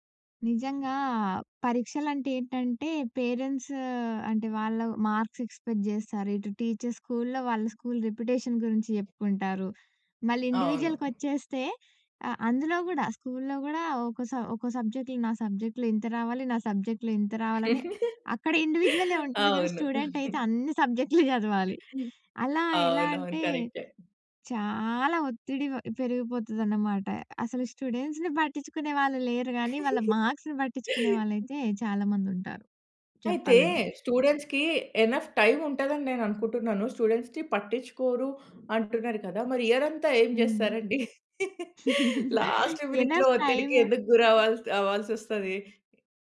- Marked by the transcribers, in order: other background noise; in English: "పేరెంట్స్"; in English: "మార్క్స్ ఎక్స్‌పెక్ట్"; in English: "టీచర్స్"; in English: "రిప్యుటేషన్"; in English: "ఇండివిడ్యువల్‌కొచ్చేస్తే"; in English: "సబ్జెక్ట్‌లో"; in English: "సబ్జెక్ట్‌లో"; in English: "సబ్జెక్ట్‌లో"; chuckle; giggle; laughing while speaking: "జదవాలి"; in English: "స్టూడెంట్స్‌ని"; chuckle; in English: "మార్క్స్‌ని"; in English: "స్టూడెంట్స్‌కీ ఎనఫ్"; in English: "స్టూడెంట్స్‌ని"; laugh; in English: "లాస్ట్ మినిట్‌లో"; in English: "ఎనఫ్ టైమ్"
- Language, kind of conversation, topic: Telugu, podcast, పరీక్షల ఒత్తిడిని తగ్గించుకోవడానికి మనం ఏమి చేయాలి?
- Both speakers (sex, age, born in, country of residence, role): female, 20-24, India, India, guest; female, 30-34, India, India, host